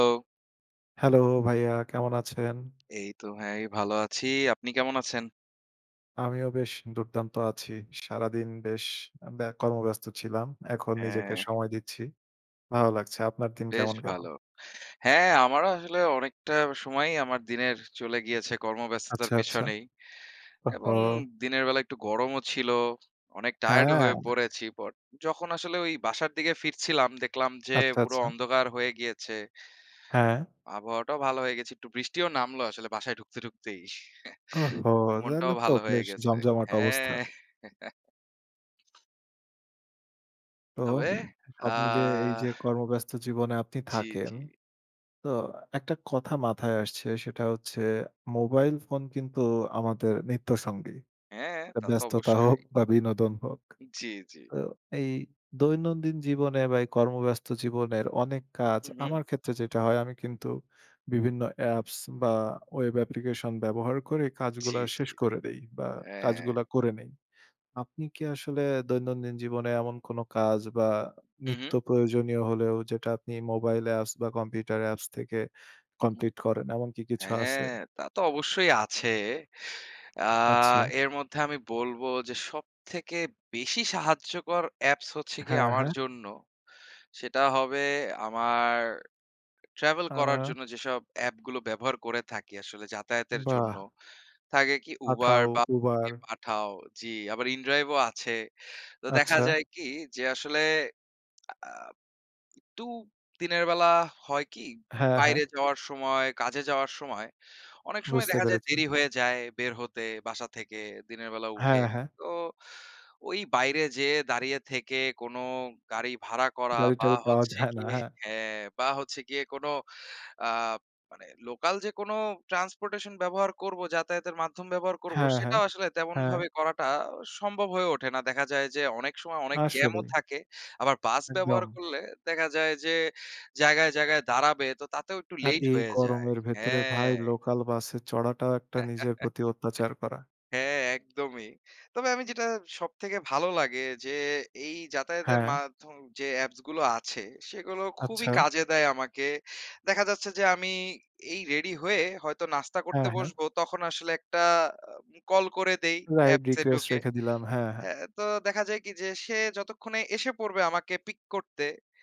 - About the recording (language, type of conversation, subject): Bengali, unstructured, অ্যাপগুলি আপনার জীবনে কোন কোন কাজ সহজ করেছে?
- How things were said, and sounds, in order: in English: "টায়ারড"; chuckle; chuckle; in English: "ওয়েব অ্যাপ্লিকেশন"; tapping; in English: "ট্রান্সপোর্টেশন"; scoff; in English: "লেইট"; chuckle; in English: "রাইড রিকোয়েস্ট"